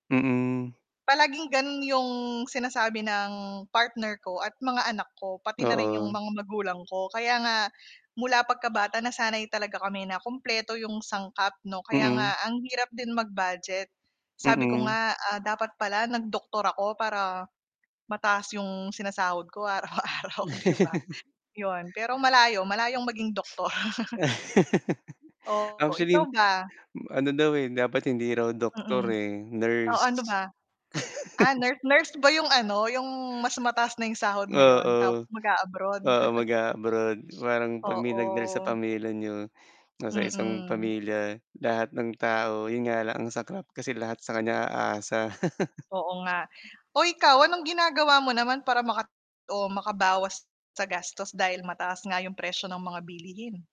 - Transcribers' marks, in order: static; laughing while speaking: "araw-araw di ba?"; chuckle; laughing while speaking: "doktor"; chuckle; distorted speech; chuckle; chuckle; chuckle
- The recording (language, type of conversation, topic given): Filipino, unstructured, Ano ang masasabi mo tungkol sa pagtaas ng presyo ng mga bilihin?